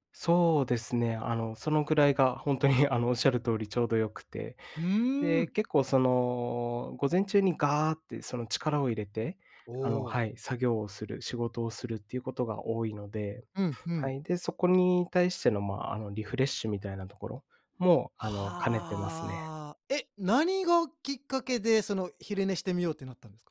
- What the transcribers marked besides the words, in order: laughing while speaking: "本当に"
- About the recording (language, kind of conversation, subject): Japanese, podcast, 仕事でストレスを感じたとき、どんな対処をしていますか？